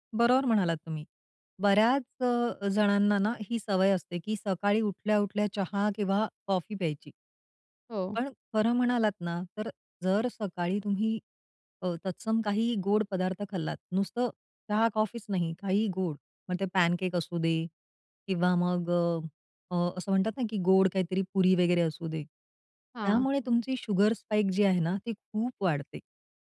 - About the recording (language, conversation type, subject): Marathi, podcast, साखर आणि मीठ कमी करण्याचे सोपे उपाय
- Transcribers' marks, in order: tapping; in English: "शुगर स्पाइक"